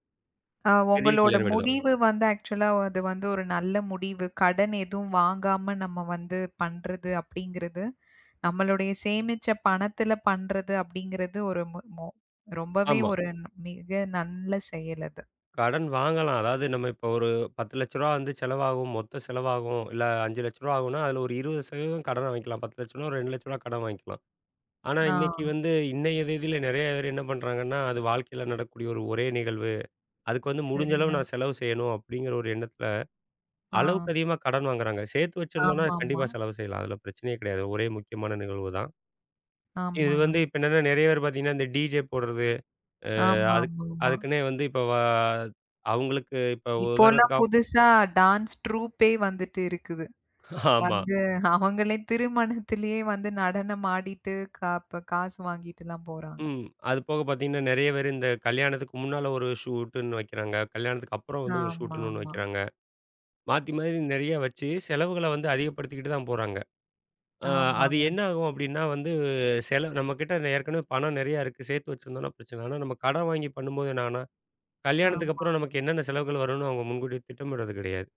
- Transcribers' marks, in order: other background noise; in English: "ஆக்ச்சுவலா"; other noise; tapping; in English: "டிஜே"; in English: "டான்ஸ் ட்ரூப்பே"; laughing while speaking: "ஆமா"; laughing while speaking: "வந்து அவங்களே திருமணத்திலேயே வந்து நடனமாடிட்டு, காப் காசு வாங்கிட்டுலாம் போறாங்க"; in English: "ஷூட்ன்னு"; in English: "ஷூட்ன்னு"
- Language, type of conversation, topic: Tamil, podcast, திருமணத்தைப் பற்றிய உங்கள் குடும்பத்தின் எதிர்பார்ப்புகள் உங்களை எப்படிப் பாதித்தன?